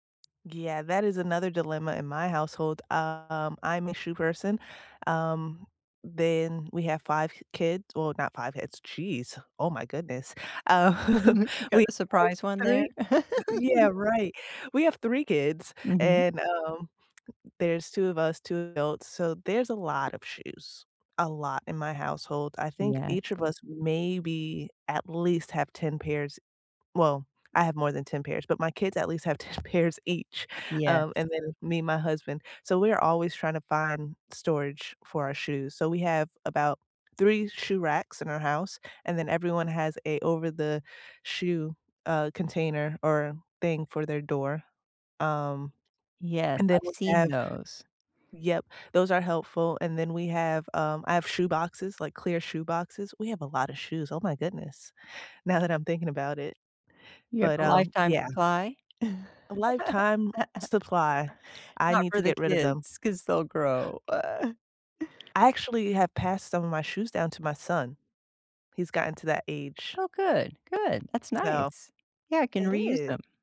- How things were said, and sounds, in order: laughing while speaking: "Uh"; chuckle; chuckle; tapping; chuckle
- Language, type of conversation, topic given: English, unstructured, What storage hacks have freed up surprising space in your home?
- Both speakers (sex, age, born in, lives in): female, 30-34, United States, United States; female, 55-59, United States, United States